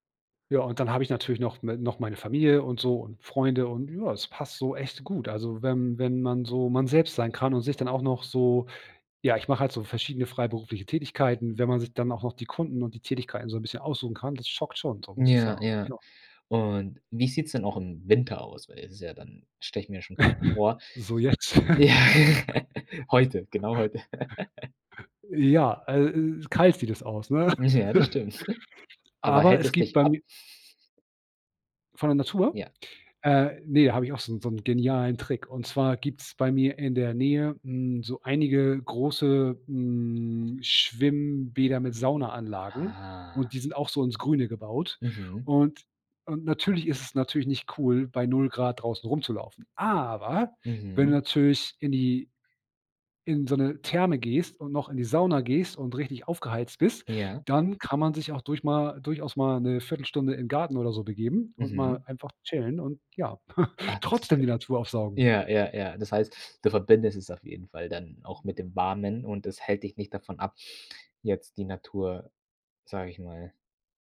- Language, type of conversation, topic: German, podcast, Wie wichtig ist dir Zeit in der Natur?
- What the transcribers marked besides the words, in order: chuckle; laughing while speaking: "So jetzt"; chuckle; other background noise; laughing while speaking: "Ja, heute, genau, heute"; chuckle; laugh; laugh; joyful: "Hm ja, das stimmt. Aber hält es dich ab"; chuckle; stressed: "Aber"; chuckle